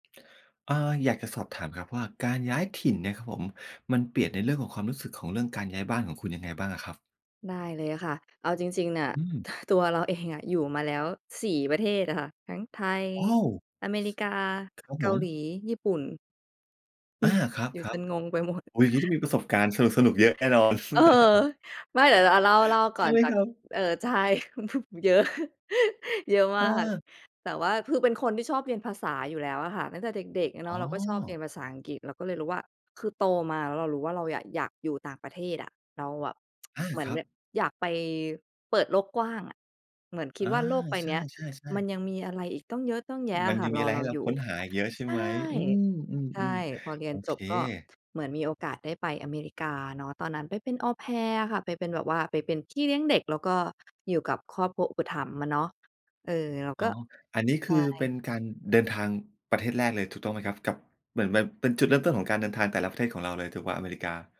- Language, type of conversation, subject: Thai, podcast, การย้ายถิ่นทำให้ความรู้สึกของคุณเกี่ยวกับคำว่า “บ้าน” เปลี่ยนไปอย่างไรบ้าง?
- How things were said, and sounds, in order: chuckle; other background noise; chuckle; chuckle; tsk